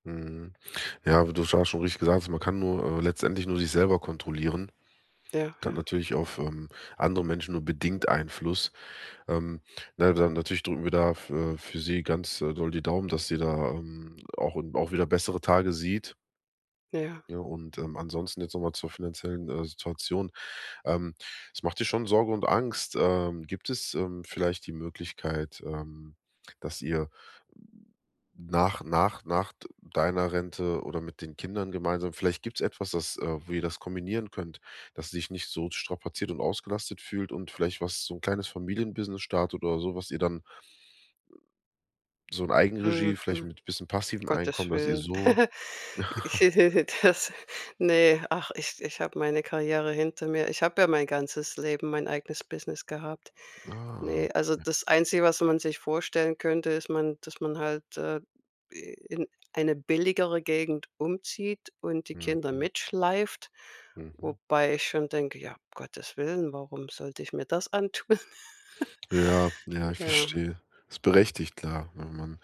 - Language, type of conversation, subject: German, advice, Wie gehen Sie mit anhaltenden finanziellen Sorgen und Zukunftsängsten um?
- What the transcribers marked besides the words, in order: chuckle; laugh; chuckle; other background noise; laughing while speaking: "antun?"